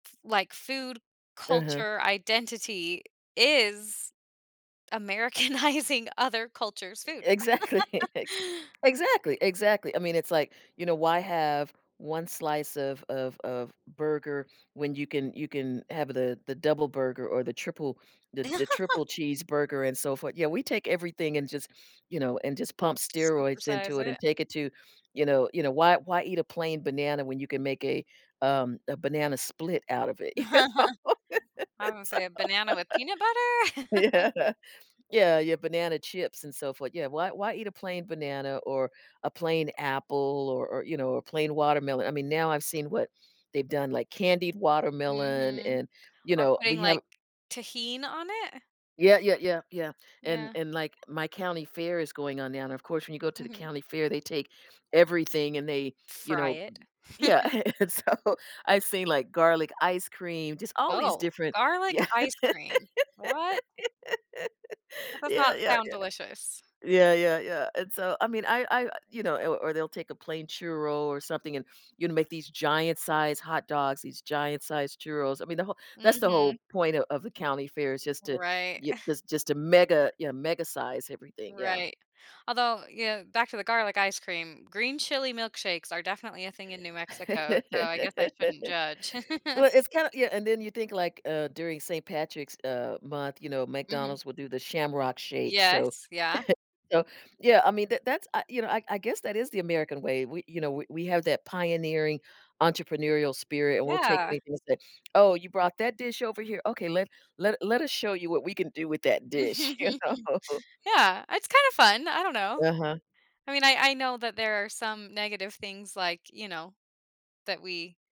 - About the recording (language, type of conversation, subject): English, unstructured, In what ways do our food choices and traditions shape how we see ourselves and our communities?
- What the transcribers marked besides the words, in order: laughing while speaking: "Americanizing"; laughing while speaking: "exactly, ex"; laugh; laugh; laugh; other background noise; laughing while speaking: "You know, it's so Yeah"; laugh; chuckle; laughing while speaking: "and and so"; laughing while speaking: "Yeah"; laugh; laugh; laugh; chuckle; chuckle; laughing while speaking: "You know?"